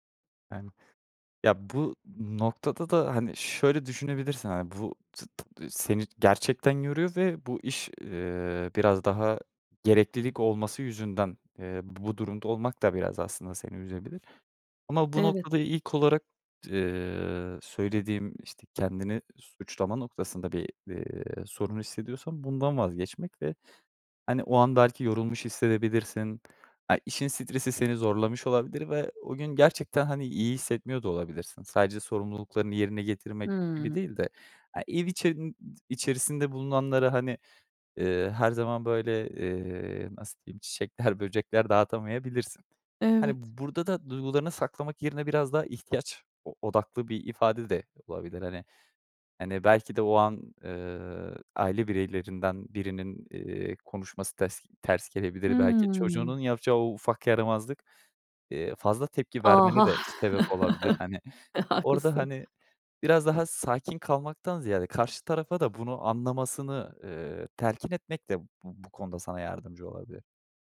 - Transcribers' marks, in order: unintelligible speech; unintelligible speech; other noise; tapping; giggle; other background noise; chuckle
- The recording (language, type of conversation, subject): Turkish, advice, İş veya stres nedeniyle ilişkiye yeterince vakit ayıramadığınız bir durumu anlatır mısınız?